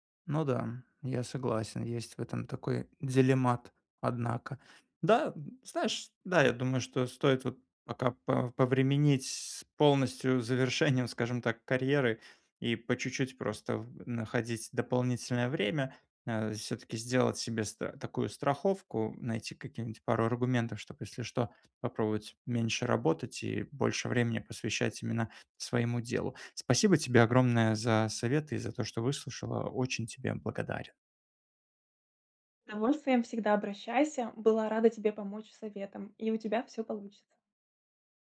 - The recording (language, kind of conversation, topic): Russian, advice, Как понять, стоит ли сейчас менять карьерное направление?
- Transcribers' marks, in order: none